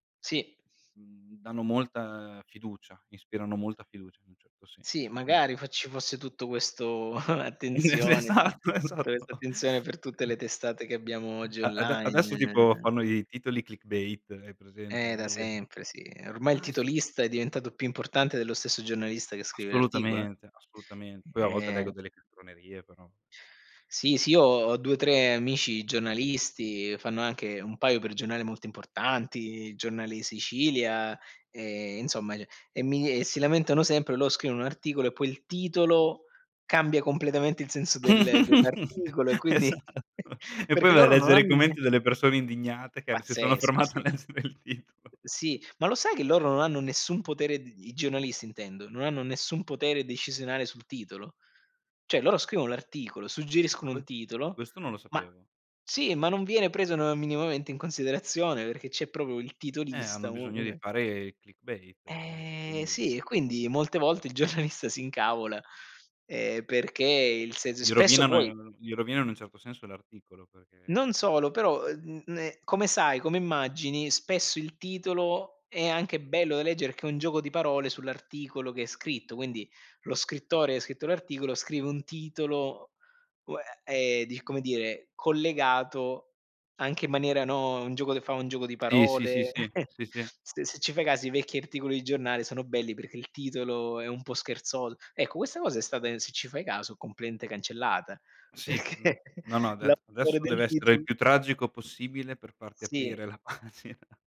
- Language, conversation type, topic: Italian, unstructured, Qual è il tuo consiglio per chi vuole rimanere sempre informato?
- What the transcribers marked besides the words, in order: chuckle; laughing while speaking: "Es esatto. Esatto"; in English: "clickbait"; other background noise; laugh; laughing while speaking: "Esatto"; chuckle; laughing while speaking: "a leggere il titolo"; tapping; "Cioè" said as "ceh"; "proprio" said as "propio"; in English: "clickbait"; laughing while speaking: "giornalista"; chuckle; "completamente" said as "complente"; laughing while speaking: "perché l'autore del tito"; "titolo" said as "tito"; laughing while speaking: "la pagina"